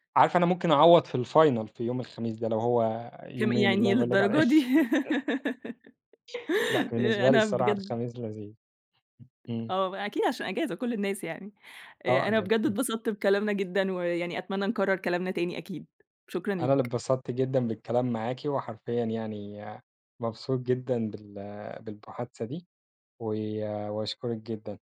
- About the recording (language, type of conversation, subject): Arabic, podcast, لو ادّوك ساعة زيادة كل يوم، هتستغلّها إزاي؟
- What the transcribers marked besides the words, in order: laughing while speaking: "الfinal"; laugh; chuckle; tapping